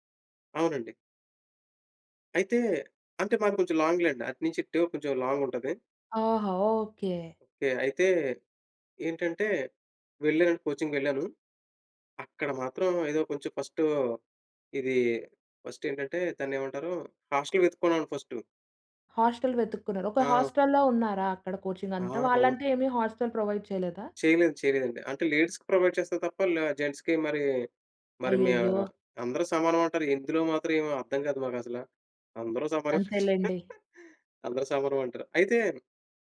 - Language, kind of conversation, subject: Telugu, podcast, మీ మొట్టమొదటి పెద్ద ప్రయాణం మీ జీవితాన్ని ఎలా మార్చింది?
- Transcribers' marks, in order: in English: "కోచింగ్‌కి"; in English: "కోచింగ్"; in English: "ప్రొవైడ్"; in English: "లేడీస్‌కి ప్రొవైడ్"; in English: "జెంట్స్‌కి"; laughing while speaking: "అందరూ సమానం"